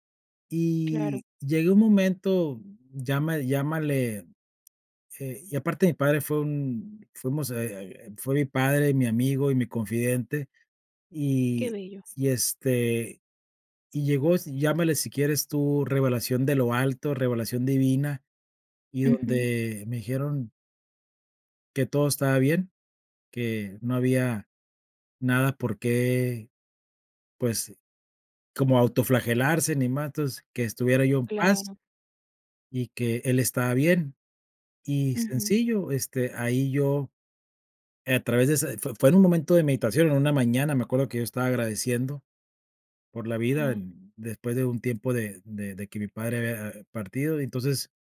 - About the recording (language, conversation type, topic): Spanish, podcast, ¿Qué hábitos te ayudan a mantenerte firme en tiempos difíciles?
- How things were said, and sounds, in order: tapping